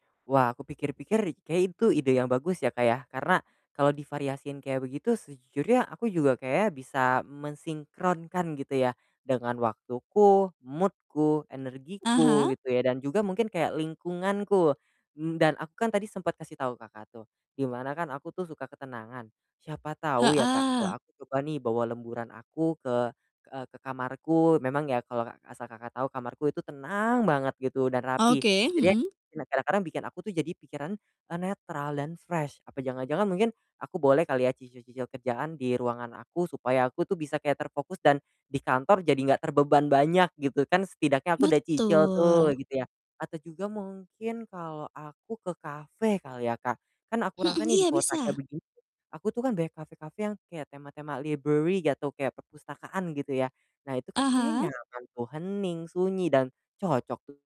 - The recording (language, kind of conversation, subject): Indonesian, advice, Bagaimana cara tetap termotivasi dengan membuat kemajuan kecil setiap hari?
- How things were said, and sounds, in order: in English: "mood-ku"; distorted speech; in English: "fresh"; background speech; in English: "library"